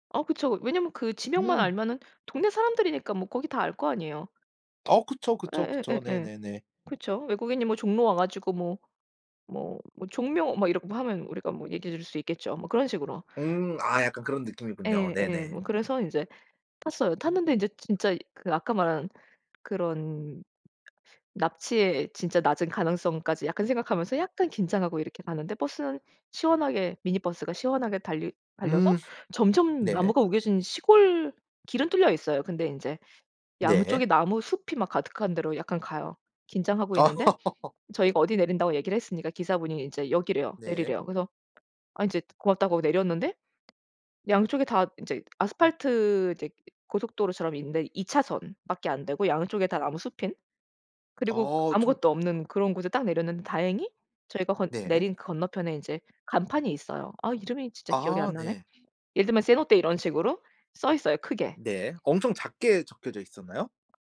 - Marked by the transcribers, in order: other background noise; laugh; tapping
- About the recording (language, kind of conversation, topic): Korean, podcast, 관광지에서 우연히 만난 사람이 알려준 숨은 명소가 있나요?